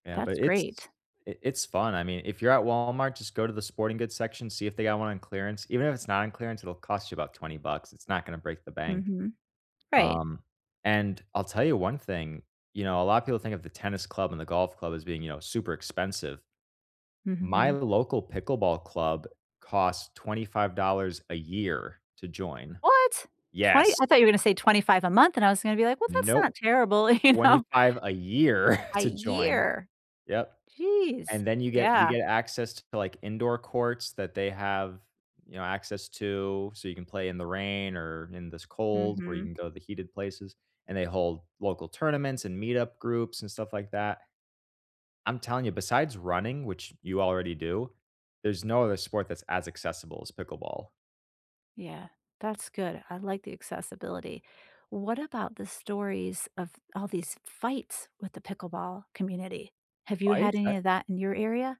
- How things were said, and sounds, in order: laughing while speaking: "You know?"; stressed: "year"; chuckle
- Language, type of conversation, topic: English, unstructured, Why do some people give up on hobbies quickly?